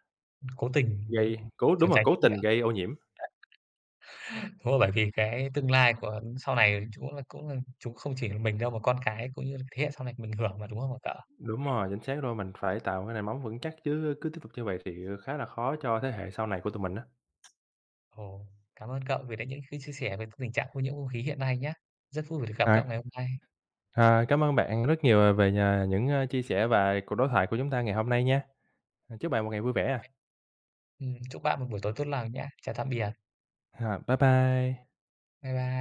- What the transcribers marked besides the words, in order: tapping; other background noise
- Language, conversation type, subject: Vietnamese, unstructured, Bạn nghĩ gì về tình trạng ô nhiễm không khí hiện nay?